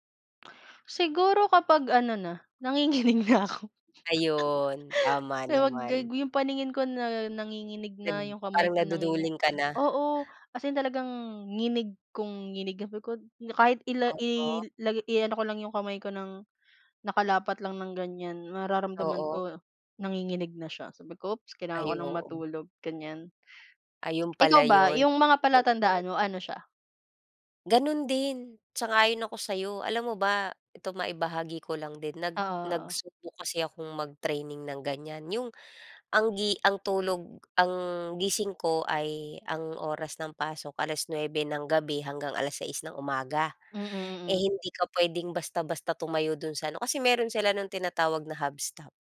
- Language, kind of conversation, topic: Filipino, unstructured, Naranasan mo na bang mapagod nang sobra dahil sa labis na trabaho, at paano mo ito hinarap?
- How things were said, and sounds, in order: laughing while speaking: "nanginginig"; chuckle; tapping; other background noise